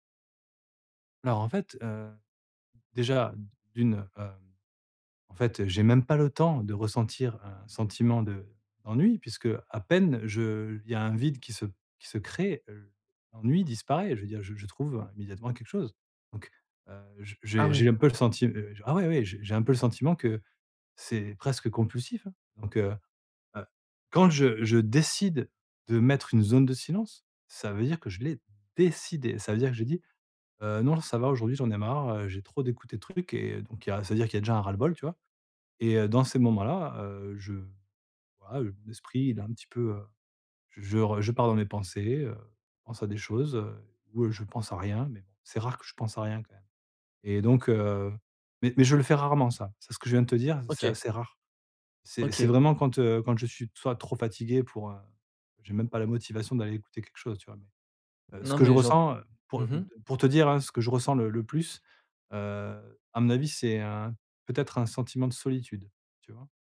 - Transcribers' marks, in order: stressed: "temps"; stressed: "décide"; stressed: "décidé"; other background noise; stressed: "ressens"
- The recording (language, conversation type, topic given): French, advice, Comment apprendre à accepter l’ennui pour mieux me concentrer ?